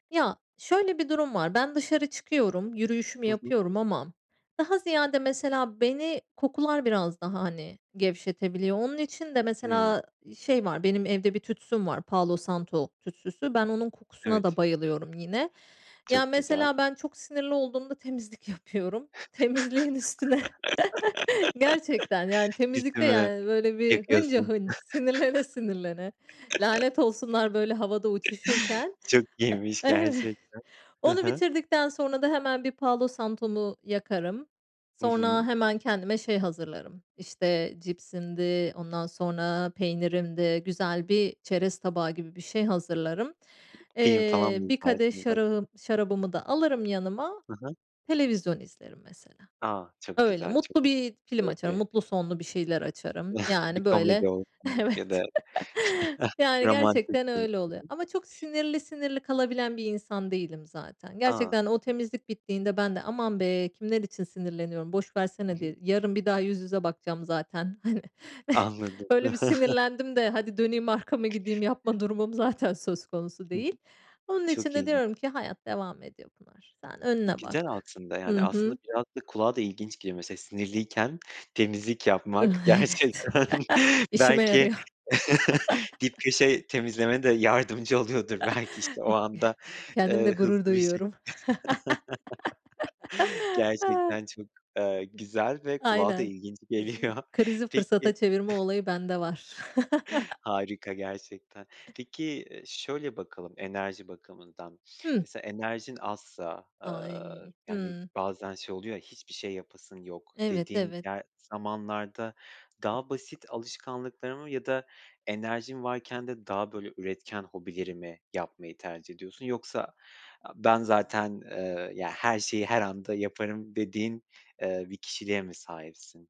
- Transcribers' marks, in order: other background noise; laugh; unintelligible speech; laughing while speaking: "Temizliğin üstüne"; chuckle; laughing while speaking: "Evet"; unintelligible speech; laughing while speaking: "Evet"; chuckle; chuckle; tapping; laughing while speaking: "hani"; chuckle; chuckle; laughing while speaking: "gerçekten"; chuckle; laugh; chuckle; laugh; chuckle; laughing while speaking: "geliyor"; chuckle
- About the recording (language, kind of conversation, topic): Turkish, podcast, Yoğun bir günün sonunda rahatlamak için ne yaparsın?